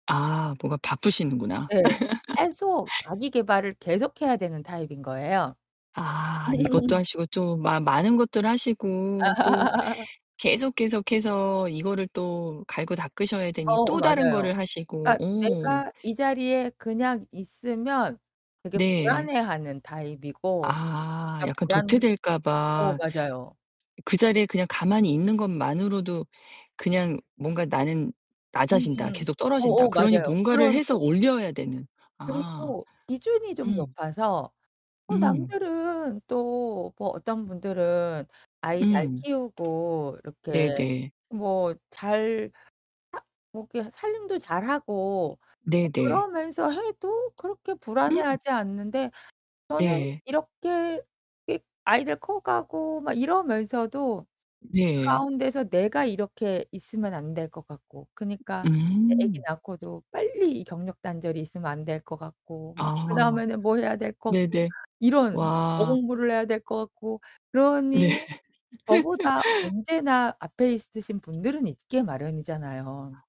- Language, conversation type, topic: Korean, podcast, 남과 비교할 때 스스로를 어떻게 다독이시나요?
- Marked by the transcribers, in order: laugh; other background noise; laugh; laugh; tapping; distorted speech; unintelligible speech; laughing while speaking: "네"; laugh